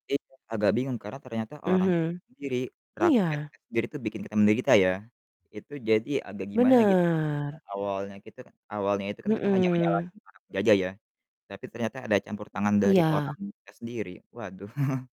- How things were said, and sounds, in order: distorted speech; drawn out: "Bener"; tapping; chuckle
- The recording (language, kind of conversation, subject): Indonesian, unstructured, Bagaimana jadinya jika sejarah ditulis ulang tanpa berlandaskan fakta yang sebenarnya?